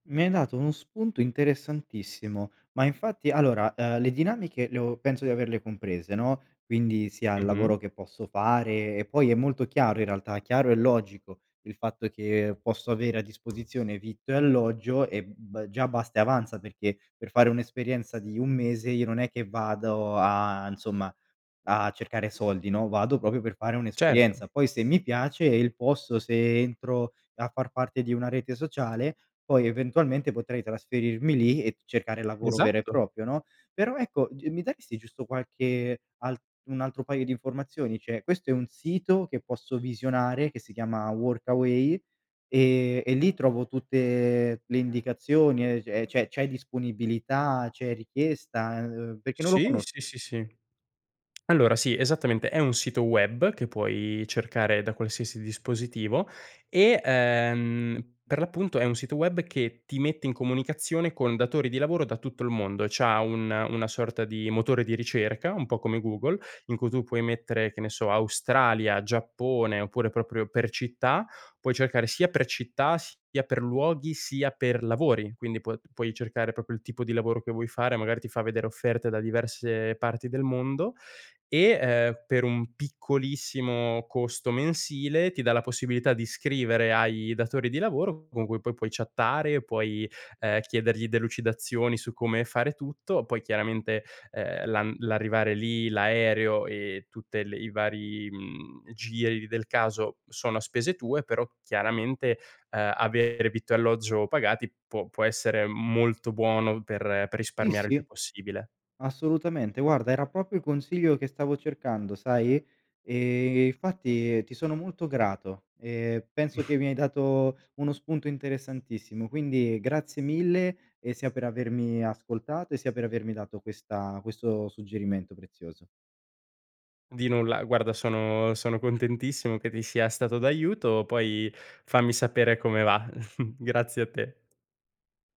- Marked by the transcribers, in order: tapping; "insomma" said as "nsomma"; "proprio" said as "propio"; "proprio" said as "propio"; "cioè" said as "ceh"; other background noise; "cioè" said as "ceh"; "proprio" said as "propio"; "proprio" said as "propio"; chuckle; chuckle
- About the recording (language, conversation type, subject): Italian, advice, Come posso usare pause e cambi di scenario per superare un blocco creativo?